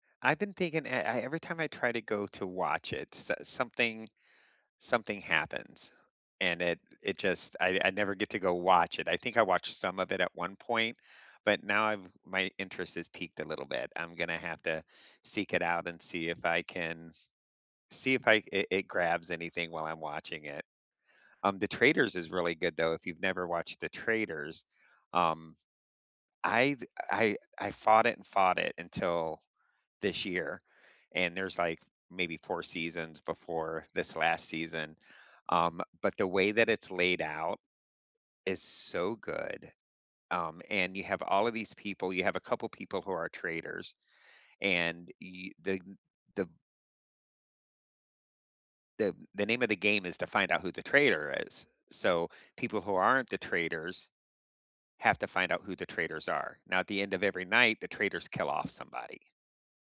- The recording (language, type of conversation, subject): English, unstructured, Which reality TV guilty pleasures keep you hooked, and what makes them perfect to bond over?
- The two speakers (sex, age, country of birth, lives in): male, 30-34, United States, United States; male, 60-64, United States, United States
- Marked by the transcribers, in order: none